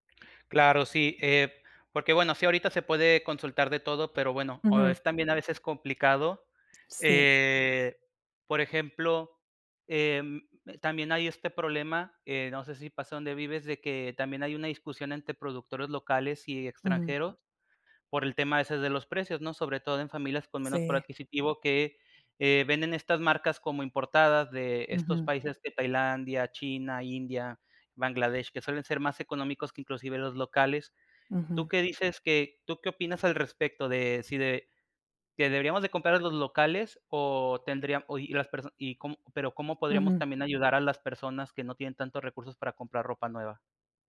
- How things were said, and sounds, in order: none
- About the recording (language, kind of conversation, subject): Spanish, podcast, Oye, ¿qué opinas del consumo responsable en la moda?